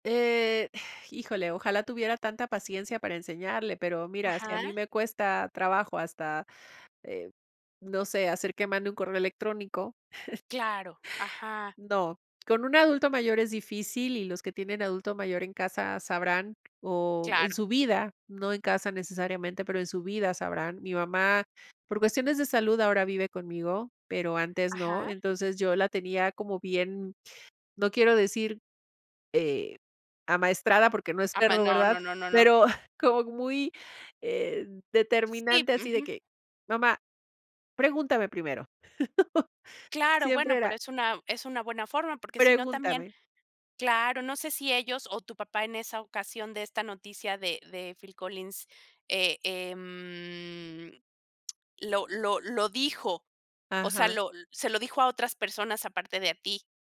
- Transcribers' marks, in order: sigh; chuckle; chuckle; laugh; drawn out: "em"; lip smack
- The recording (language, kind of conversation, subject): Spanish, podcast, ¿Qué haces cuando ves información falsa en internet?